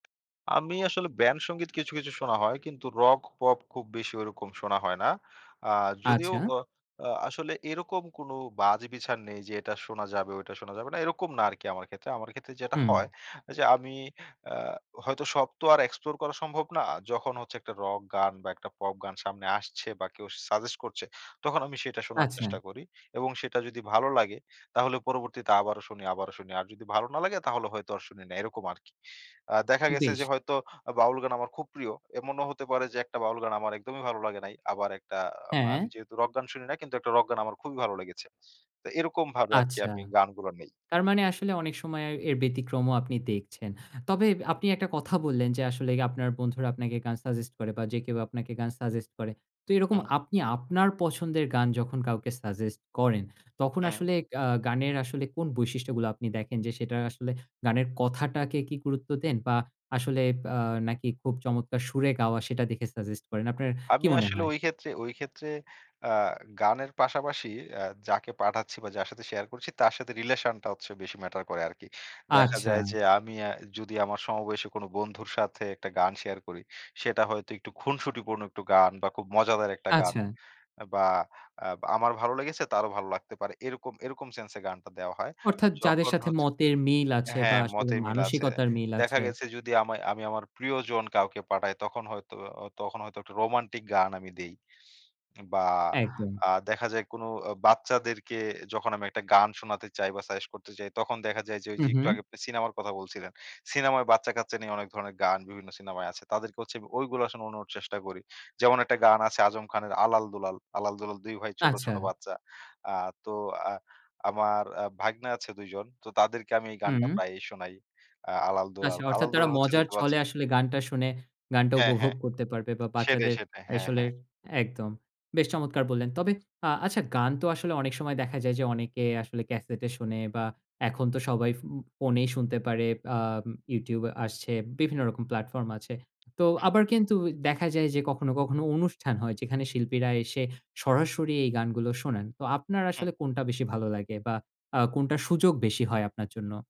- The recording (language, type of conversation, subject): Bengali, podcast, গানের কথা নাকি সুর—আপনি কোনটিকে বেশি গুরুত্ব দেন?
- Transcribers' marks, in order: unintelligible speech